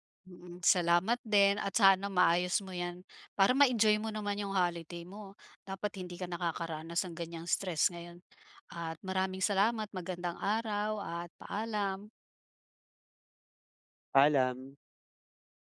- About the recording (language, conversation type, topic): Filipino, advice, Paano ako mananatiling kalmado kapag tumatanggap ako ng kritisismo?
- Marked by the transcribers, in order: none